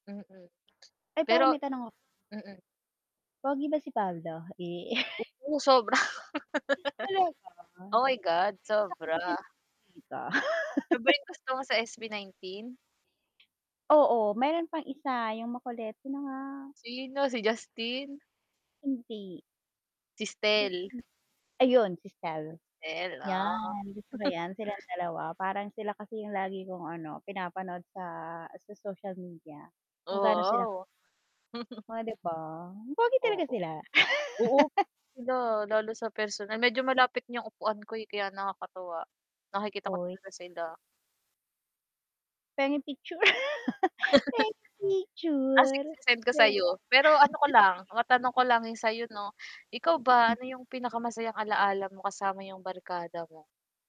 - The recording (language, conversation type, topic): Filipino, unstructured, Ano ang pinaka-masayang alaala mo kasama ang barkada?
- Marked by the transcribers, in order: static; tapping; chuckle; distorted speech; laugh; chuckle; chuckle; chuckle; tongue click; laugh; chuckle; wind; unintelligible speech